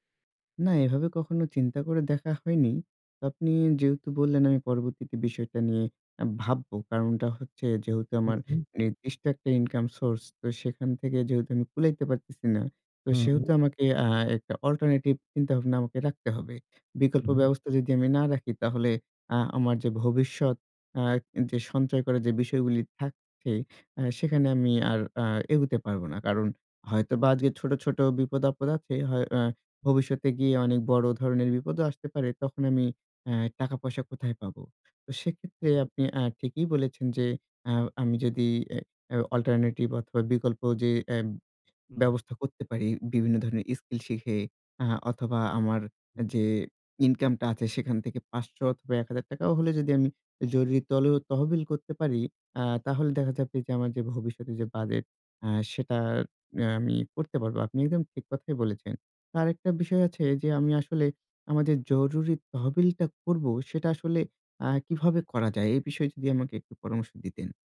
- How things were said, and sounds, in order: other background noise
- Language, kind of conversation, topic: Bengali, advice, আর্থিক দুশ্চিন্তা কমাতে আমি কীভাবে বাজেট করে সঞ্চয় শুরু করতে পারি?